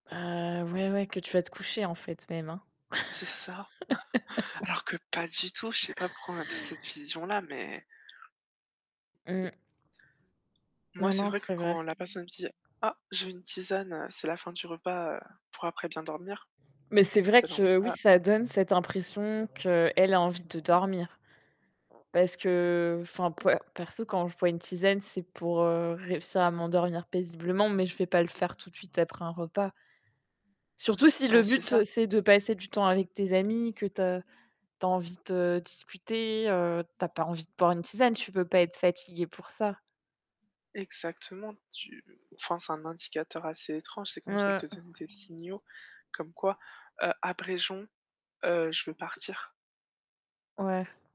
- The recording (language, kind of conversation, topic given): French, unstructured, Entre le café et le thé, lequel choisiriez-vous pour bien commencer la journée ?
- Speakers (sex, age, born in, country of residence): female, 25-29, France, France; female, 25-29, France, France
- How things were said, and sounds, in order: static; chuckle; laugh; tapping; other background noise